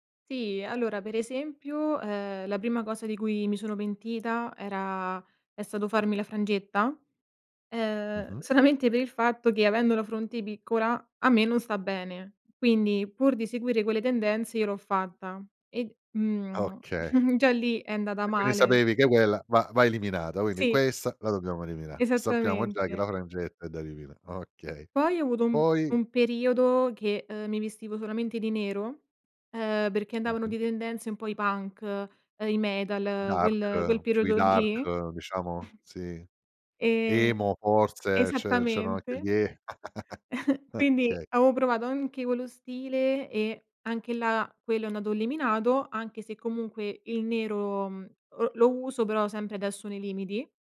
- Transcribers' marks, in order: laughing while speaking: "solamente"; chuckle; laughing while speaking: "lì"; chuckle; chuckle
- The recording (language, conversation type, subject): Italian, podcast, Raccontami un cambiamento di look che ha migliorato la tua autostima?